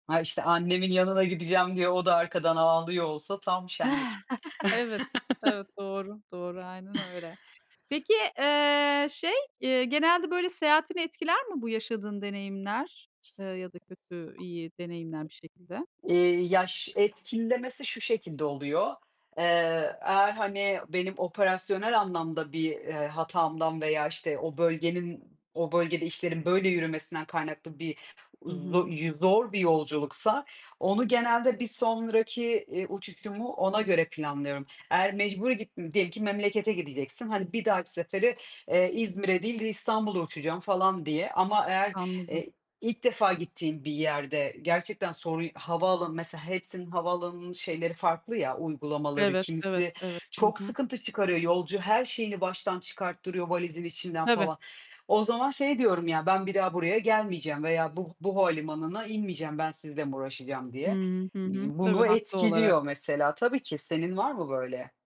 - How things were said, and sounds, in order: chuckle; tapping; chuckle; other background noise
- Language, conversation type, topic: Turkish, unstructured, Uçak yolculuğunda yaşadığın en kötü deneyim neydi?
- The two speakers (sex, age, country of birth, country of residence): female, 30-34, Turkey, Portugal; female, 40-44, Turkey, Netherlands